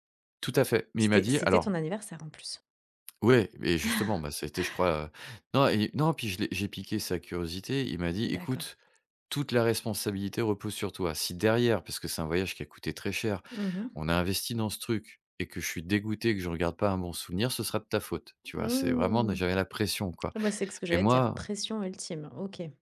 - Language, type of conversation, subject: French, podcast, Qu'est-ce qui te pousse à partir à l'aventure ?
- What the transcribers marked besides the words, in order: chuckle; tapping; stressed: "derrière"